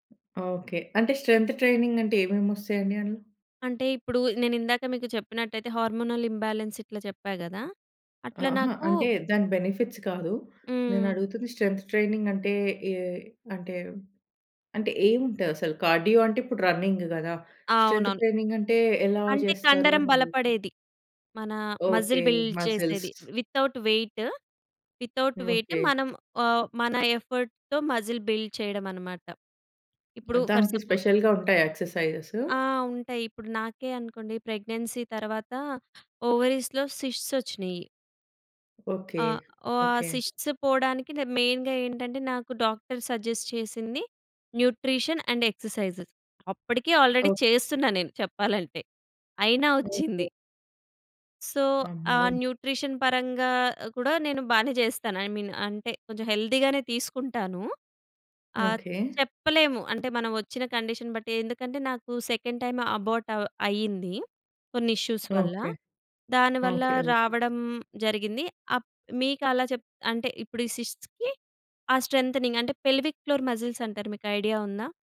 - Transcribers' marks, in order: other background noise; in English: "స్ట్రెంత్ ట్రైనింగ్"; in English: "హార్మోనల్ ఇంబాలెన్స్"; in English: "బెనిఫిట్స్"; in English: "స్ట్రెంత్ ట్రైనింగ్"; in English: "కార్డియో"; in English: "రన్నింగ్"; in English: "స్ట్రెం‌త్ ట్రైనింగ్"; in English: "మజిల్ బిల్డ్"; in English: "మ‌జిల్స్"; in English: "వితౌట్ వెయిట్, వితౌట్ వెయిట్"; in English: "ఎఫర్ట్‌తో మజిల్ బిల్డ్"; in English: "ఫర్"; in English: "స్పెషల్‌గా"; in English: "ఎక్సర్సైజెస్?"; in English: "ప్రెగ్నెన్సీ"; in English: "ఓవరీస్‌లో శిష్ట్స్"; in English: "శిష్ట్స్"; in English: "మెయిన్‌గా"; in English: "సజెస్ట్"; in English: "న్యూట్రిషన్ అండ్ ఎక్సర్సైజెస్"; in English: "ఆల్రెడీ"; in English: "సో"; in English: "న్యూట్రిషన్"; in English: "ఐ మీన్"; in English: "హెల్తీగానే"; in English: "కండిషన్"; in English: "సెకండ్ టైమ్ అబార్ట్"; in English: "ఇష్యూస్"; in English: "సిస్ట్స్‌కి"; in English: "స్ట్రెంథెనింగ్"; in English: "పెల్విక్ ఫ్లోర్ మజిల్స్"; in English: "ఐడియా"
- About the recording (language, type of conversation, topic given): Telugu, podcast, బిజీ రోజువారీ కార్యాచరణలో హాబీకి సమయం ఎలా కేటాయిస్తారు?